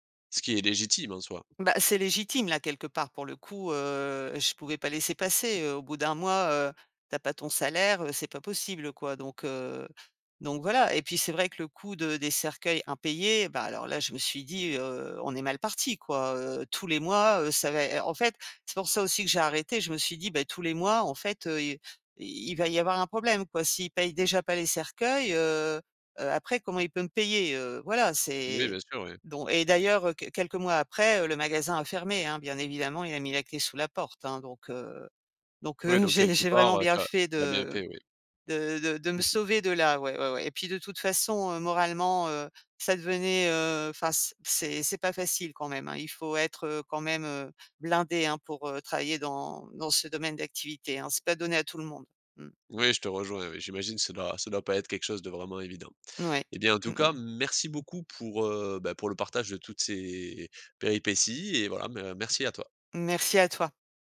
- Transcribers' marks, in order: tapping
- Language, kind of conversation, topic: French, podcast, Comment dire non à une demande de travail sans culpabiliser ?